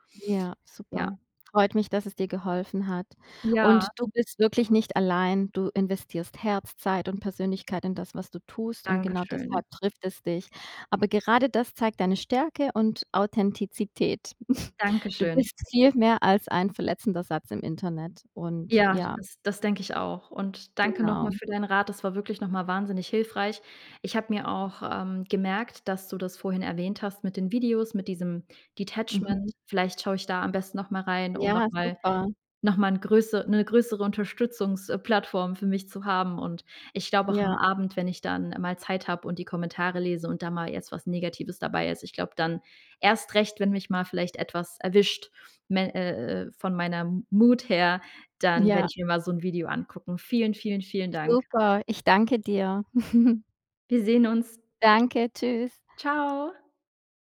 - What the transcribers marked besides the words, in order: chuckle; in English: "Detachment"; in English: "Mood"; chuckle; joyful: "Tschau"
- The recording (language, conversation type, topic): German, advice, Wie kann ich damit umgehen, dass mich negative Kommentare in sozialen Medien verletzen und wütend machen?